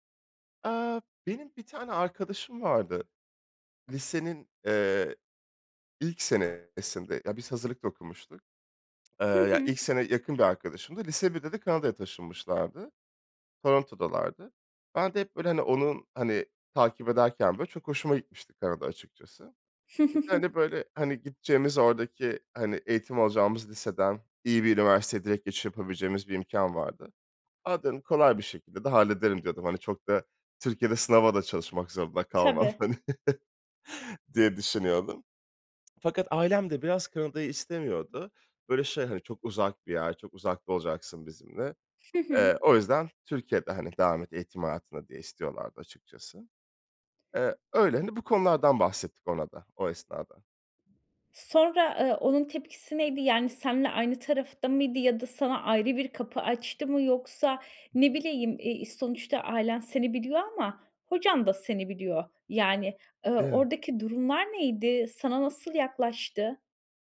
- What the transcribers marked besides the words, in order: chuckle; laughing while speaking: "hani"; chuckle
- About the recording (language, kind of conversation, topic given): Turkish, podcast, Beklenmedik bir karşılaşmanın hayatını değiştirdiği zamanı anlatır mısın?